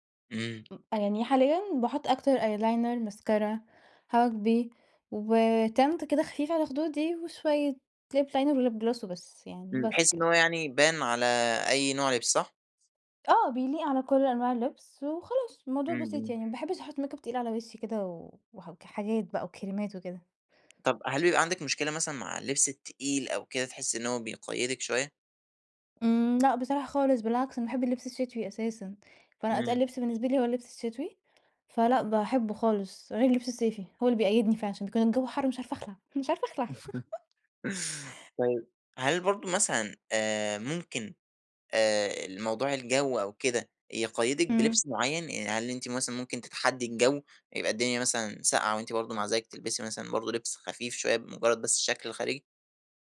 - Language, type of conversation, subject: Arabic, podcast, إزاي بتختار لبسك كل يوم؟
- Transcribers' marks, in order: in English: "أيلاينر، ماسكارا"; in English: "وTint"; in English: "ليب لاينر وليب جلوس"; tapping; in English: "ميك أب"; chuckle; laugh